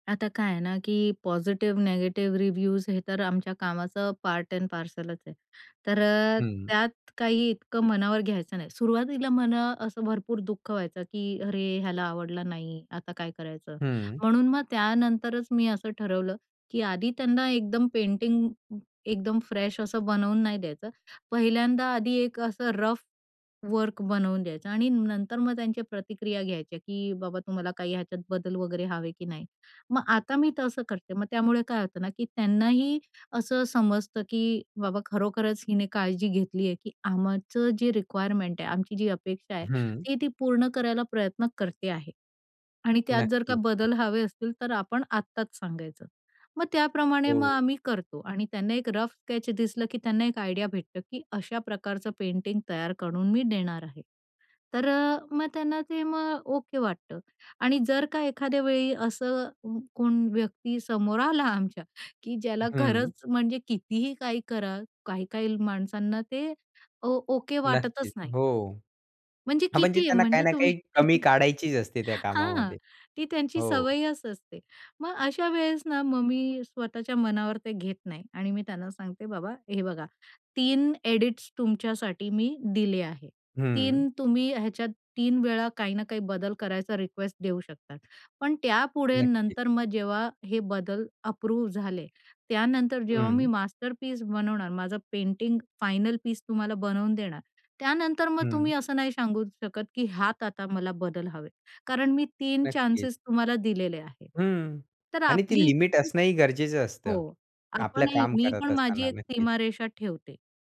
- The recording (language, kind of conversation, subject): Marathi, podcast, सगळी दिशा हरवल्यासारखं वाटून काम अडकल्यावर तुम्ही स्वतःला सावरून पुन्हा सुरुवात कशी करता?
- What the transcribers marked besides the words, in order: in English: "पॉझिटिव्ह निगेटिव्ह रिव्ह्यूज"; in English: "पार्ट ॲड पार्सलच"; in English: "फ्रेश"; in English: "रफ वर्क"; in English: "रिक्वायरमेंट"; tapping; other background noise; in English: "रफ स्केच"; in English: "आयडिया"; laughing while speaking: "तुम्ही"; chuckle; in English: "एडिट्स"; in English: "अप्रूव्ह"; in English: "मास्टरपीस"; in English: "पेंटिंग फायनल पीस"